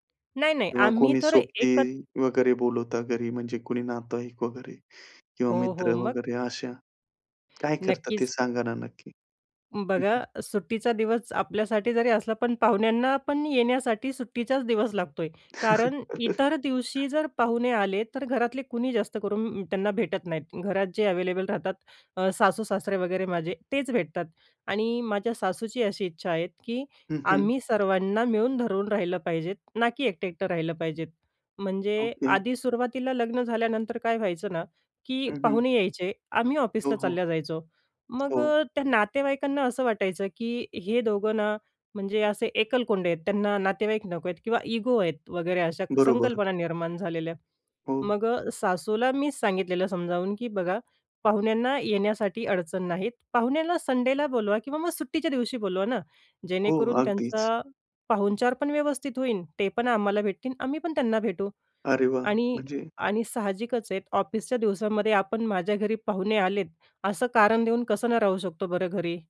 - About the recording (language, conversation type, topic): Marathi, podcast, तुमचा आदर्श सुट्टीचा दिवस कसा असतो?
- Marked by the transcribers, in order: chuckle; other background noise; in English: "अवेलेबल"; tapping